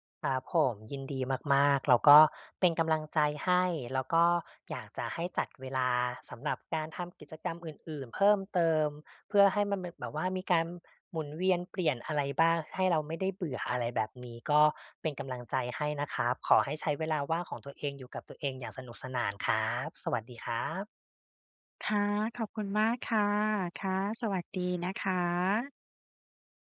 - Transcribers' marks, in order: other background noise
- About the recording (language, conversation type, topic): Thai, advice, จะจัดการเวลาว่างที่บ้านอย่างไรให้สนุกและได้พักผ่อนโดยไม่เบื่อ?